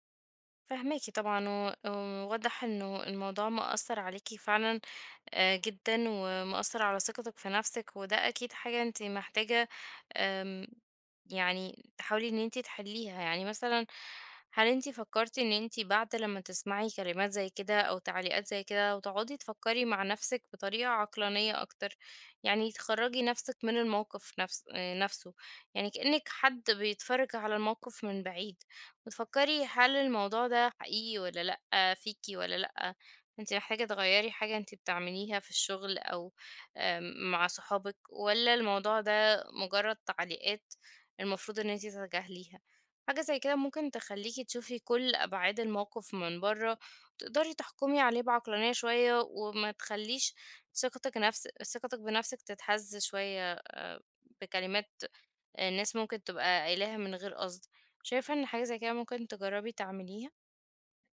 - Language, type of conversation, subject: Arabic, advice, إزاي الانتقاد المتكرر بيأثر على ثقتي بنفسي؟
- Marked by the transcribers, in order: none